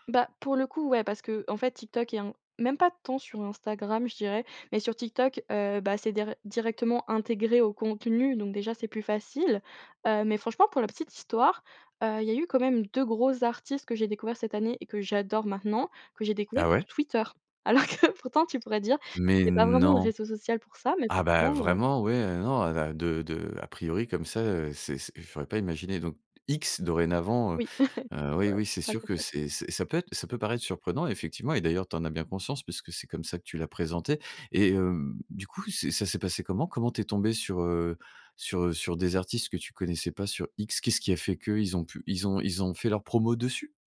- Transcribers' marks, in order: laughing while speaking: "Alors que"; surprised: "Mais non !"; chuckle; "réflexe" said as "réflète"
- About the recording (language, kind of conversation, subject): French, podcast, Comment découvres-tu de nouveaux artistes aujourd’hui ?